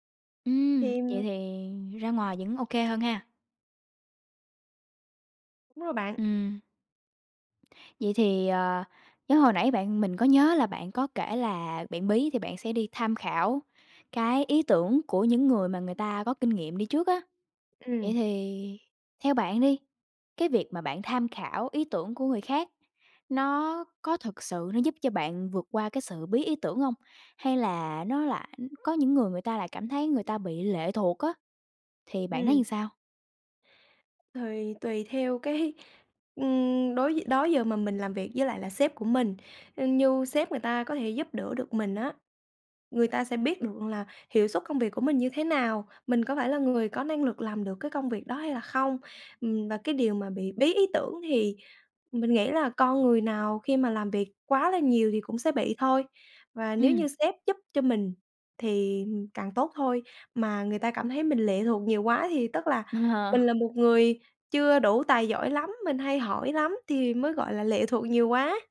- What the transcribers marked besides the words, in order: tapping; laughing while speaking: "cái"; laughing while speaking: "Ờ"
- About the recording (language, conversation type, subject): Vietnamese, podcast, Bạn làm thế nào để vượt qua cơn bí ý tưởng?